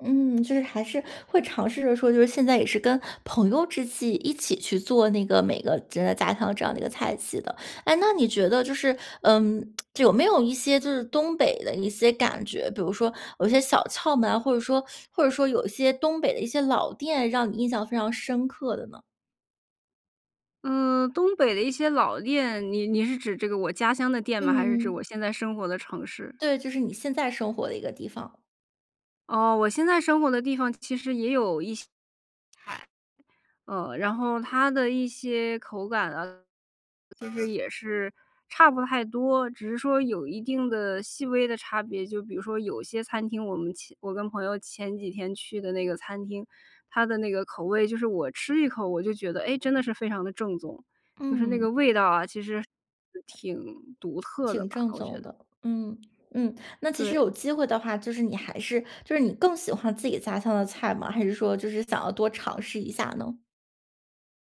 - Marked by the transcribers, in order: "人" said as "真"; lip smack; other background noise
- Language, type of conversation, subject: Chinese, podcast, 哪道菜最能代表你家乡的味道？